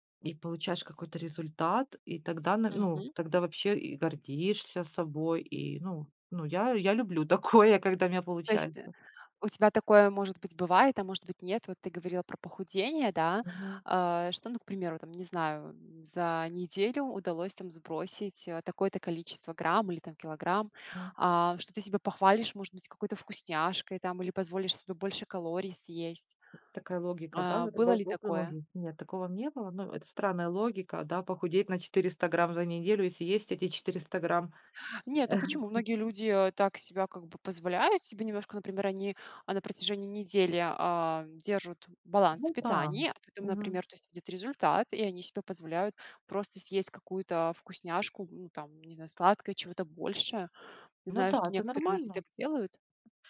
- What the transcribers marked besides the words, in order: laughing while speaking: "такое"; tapping; unintelligible speech; chuckle
- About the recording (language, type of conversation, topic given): Russian, podcast, Как вы находите баланс между вдохновением и дисциплиной?